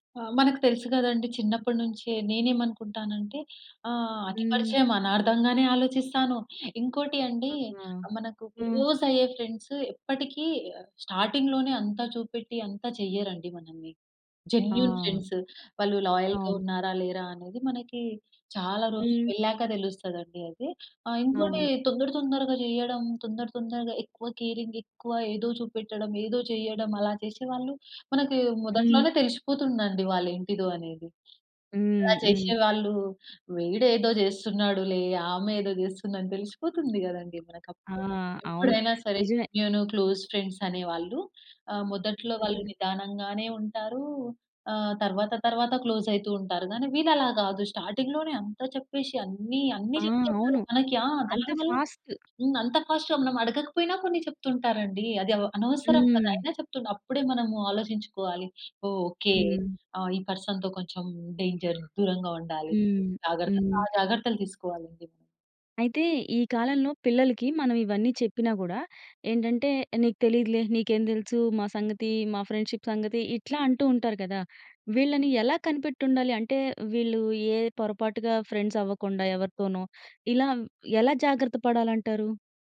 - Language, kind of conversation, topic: Telugu, podcast, చిన్న చిన్న సంభాషణలు ఎంతవరకు సంబంధాలను బలోపేతం చేస్తాయి?
- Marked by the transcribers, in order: in English: "క్లోజ్"; in English: "ఫ్రెండ్స్"; in English: "స్టార్టింగ్‌లోనే"; in English: "జెన్యూన్ ఫ్రెండ్స్"; other background noise; in English: "కేరింగ్"; in English: "క్లోస్ ఫ్రెండ్స్"; in English: "క్లోస్"; in English: "స్టార్టింగ్‌లోనే"; in English: "ఫాస్ట్!"; in English: "ఫాస్ట్‌గా"; in English: "పర్సన్‌తో"; in English: "డేంజర్"; in English: "ఫ్రెండ్షిప్"; in English: "ఫ్రెండ్స్"